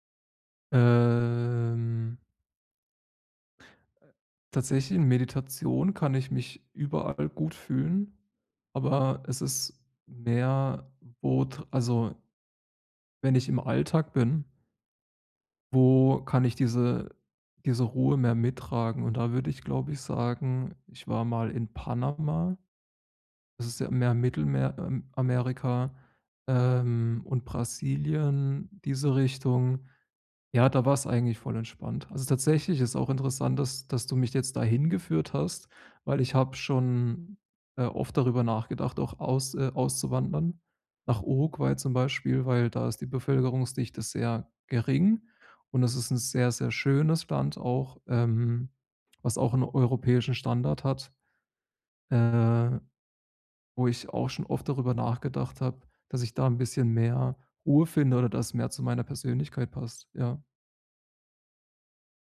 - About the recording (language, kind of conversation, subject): German, advice, Wie kann ich alte Muster loslassen und ein neues Ich entwickeln?
- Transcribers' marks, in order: drawn out: "Ähm"; drawn out: "ähm"